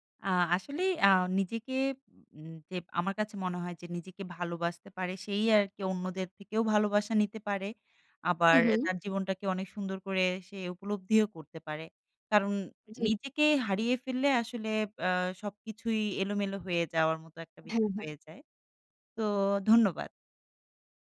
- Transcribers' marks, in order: none
- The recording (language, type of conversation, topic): Bengali, podcast, নিজেকে সময় দেওয়া এবং আত্মযত্নের জন্য আপনার নিয়মিত রুটিনটি কী?